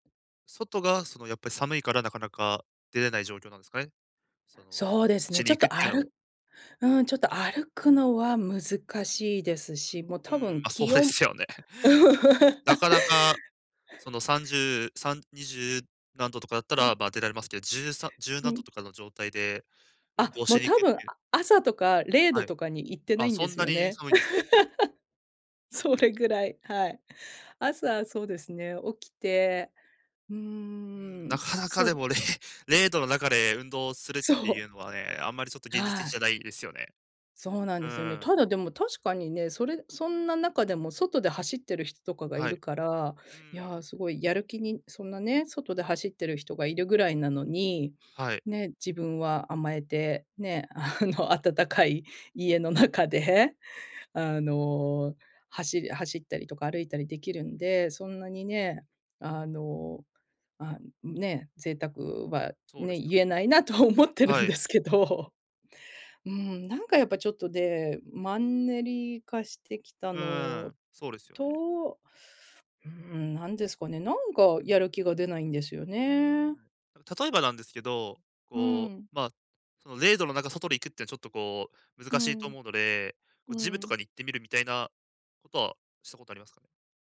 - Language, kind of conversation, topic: Japanese, advice, やる気が出ないとき、どうすれば物事を続けられますか？
- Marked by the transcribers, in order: other background noise; laughing while speaking: "あ、そうですよね"; laugh; laugh; laughing while speaking: "それぐらい"; laughing while speaking: "あの、温かい家の中で"; laughing while speaking: "なと思ってるんですけど"